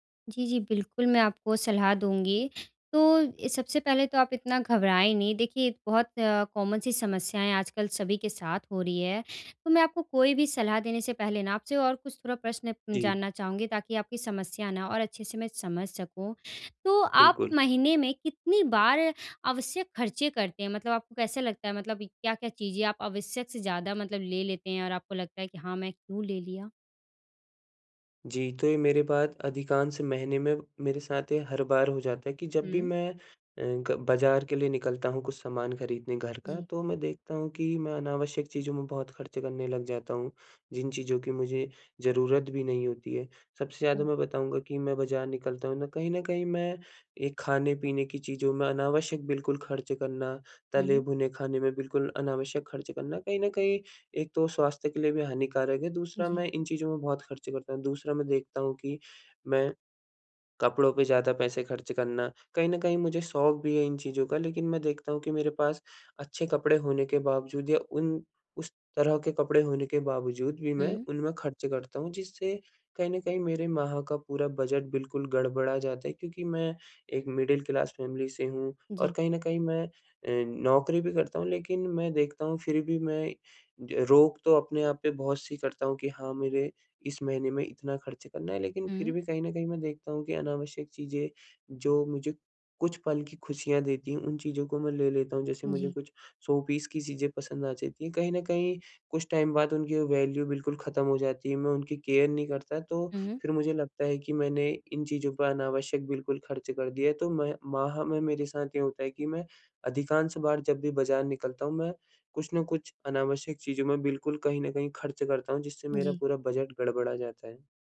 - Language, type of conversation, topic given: Hindi, advice, मैं अपनी खर्च करने की आदतें कैसे बदलूँ?
- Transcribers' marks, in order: in English: "कॉमन"; in English: "मिडिल क्लास"; in English: "शो पीस"; in English: "टाइम"; in English: "वैल्यू"; in English: "केयर"